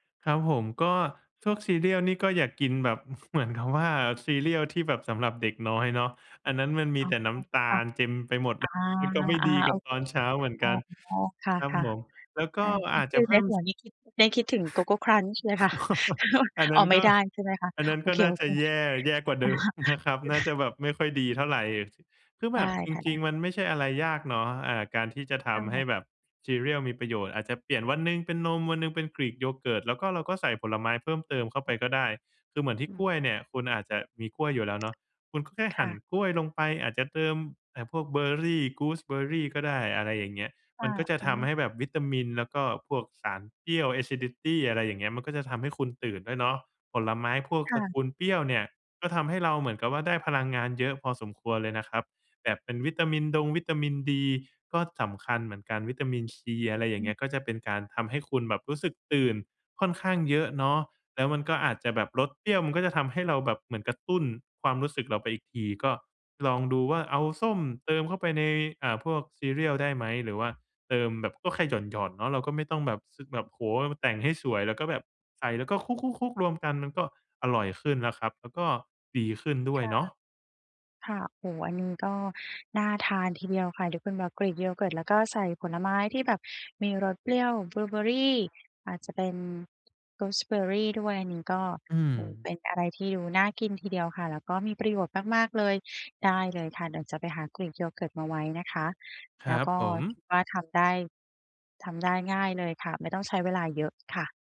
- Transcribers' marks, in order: "พวก" said as "ทวก"; chuckle; unintelligible speech; other background noise; sniff; chuckle; laughing while speaking: "เลยค่ะ"; chuckle; laughing while speaking: "เดิม"; chuckle; tapping; in English: "acidity"
- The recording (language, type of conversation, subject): Thai, advice, จะทำอย่างไรให้ตื่นเช้าทุกวันอย่างสดชื่นและไม่ง่วง?